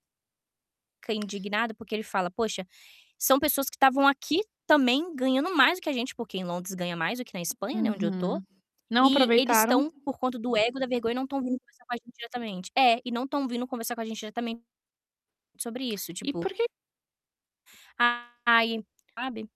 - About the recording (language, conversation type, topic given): Portuguese, advice, Como costumam ser as discussões sobre apoio financeiro entre membros da família?
- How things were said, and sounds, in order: tapping; static; distorted speech